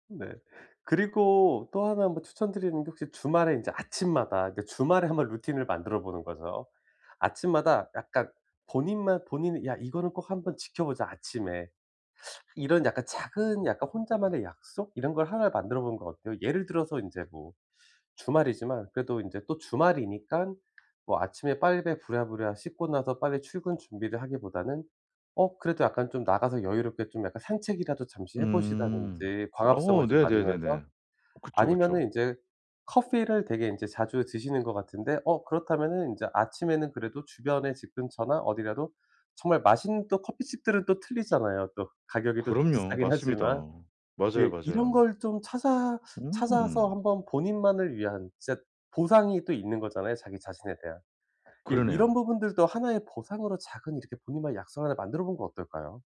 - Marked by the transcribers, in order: teeth sucking; "빨리" said as "빨배"; put-on voice: "커피"
- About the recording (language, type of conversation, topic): Korean, advice, 주말에도 평일처럼 규칙적으로 잠들고 일어나려면 어떻게 해야 하나요?